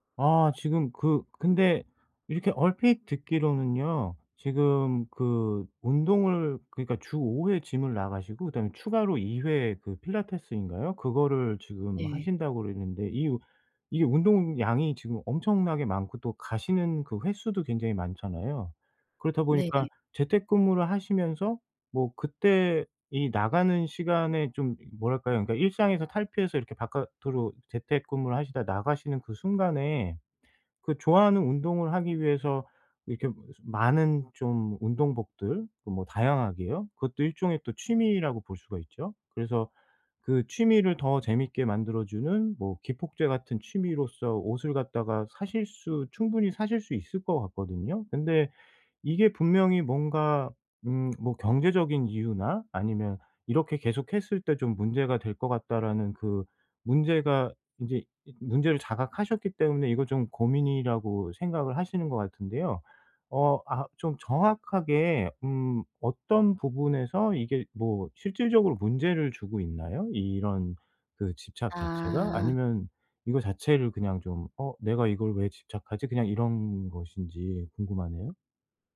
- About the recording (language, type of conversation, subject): Korean, advice, 왜 저는 물건에 감정적으로 집착하게 될까요?
- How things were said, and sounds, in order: in English: "GYM을"; tapping